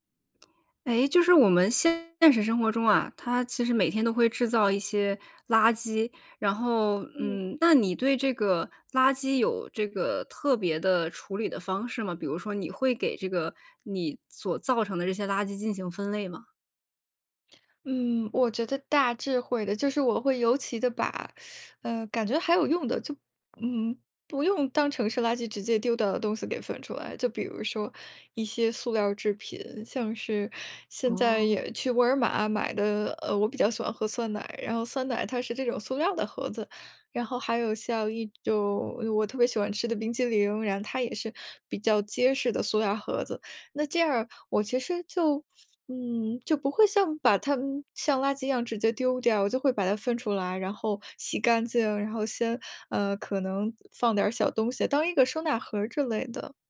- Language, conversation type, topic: Chinese, podcast, 垃圾分类给你的日常生活带来了哪些变化？
- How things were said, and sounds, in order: teeth sucking